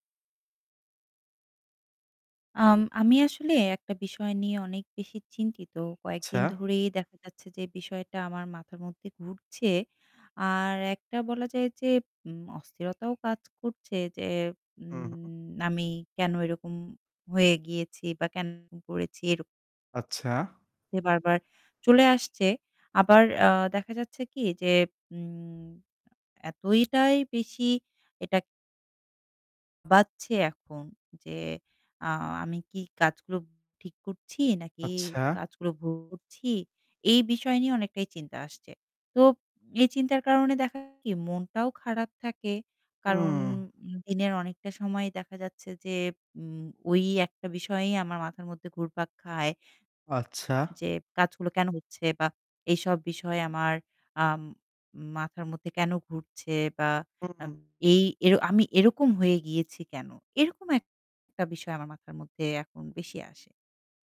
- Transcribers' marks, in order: static; distorted speech; tapping; other background noise
- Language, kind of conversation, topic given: Bengali, advice, ছোটখাটো ঘটনার কারণে কি আপনার সহজে রাগ উঠে যায় এবং পরে অনুশোচনা হয়?